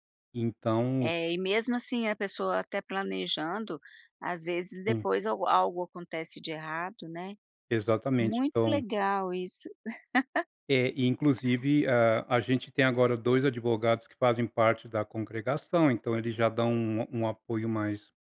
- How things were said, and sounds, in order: laugh
- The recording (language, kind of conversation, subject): Portuguese, podcast, Como você começou o projeto pelo qual é apaixonado?